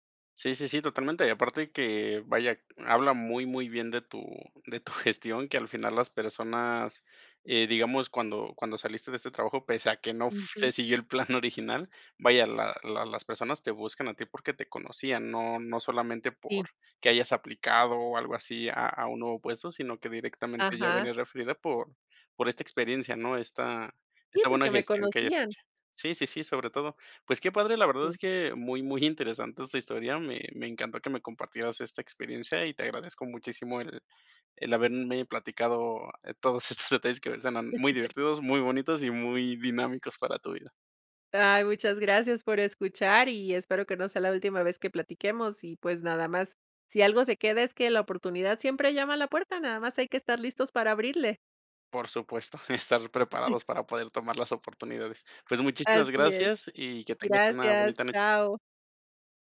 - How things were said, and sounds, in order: laughing while speaking: "gestión"; laughing while speaking: "plan"; laughing while speaking: "todos estos detalles"; chuckle; laughing while speaking: "estar"; chuckle
- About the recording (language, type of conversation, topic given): Spanish, podcast, ¿Cuál fue tu primer trabajo y qué aprendiste de él?